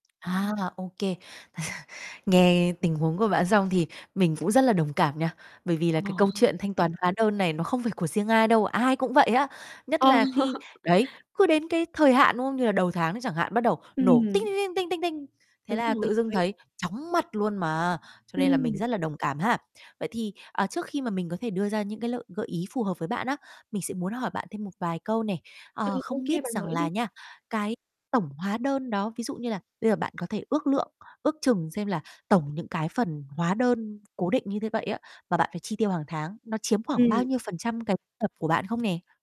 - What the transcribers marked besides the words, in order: chuckle; distorted speech; laughing while speaking: "Ờ"; tapping; static
- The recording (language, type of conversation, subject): Vietnamese, advice, Làm sao tôi biết nên giữ hay hủy những dịch vụ đang bị trừ tiền định kỳ?